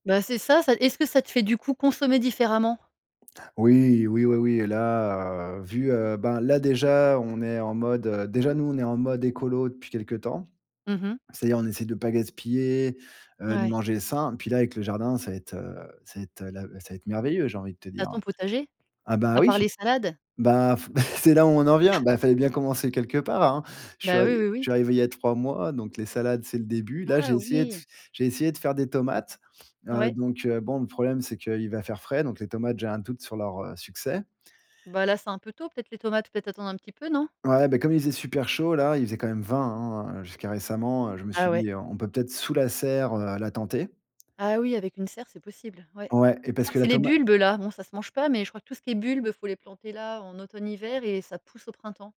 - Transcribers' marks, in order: other background noise; chuckle
- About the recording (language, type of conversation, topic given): French, podcast, Qu'est-ce que la nature t'apporte au quotidien?